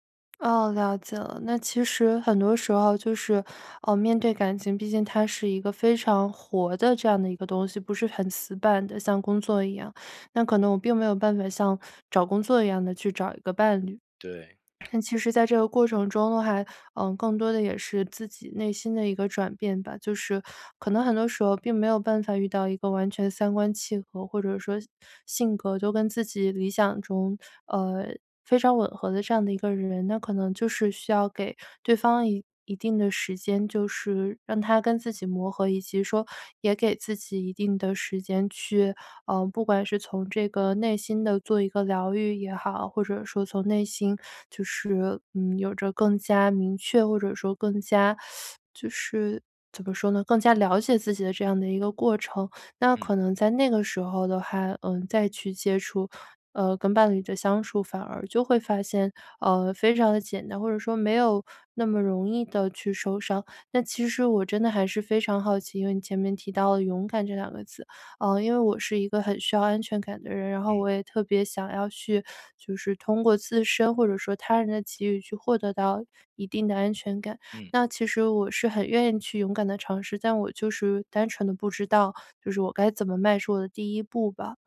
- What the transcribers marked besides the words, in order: tapping; teeth sucking
- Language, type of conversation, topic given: Chinese, advice, 我害怕再次受傷，該怎麼勇敢開始新的戀情？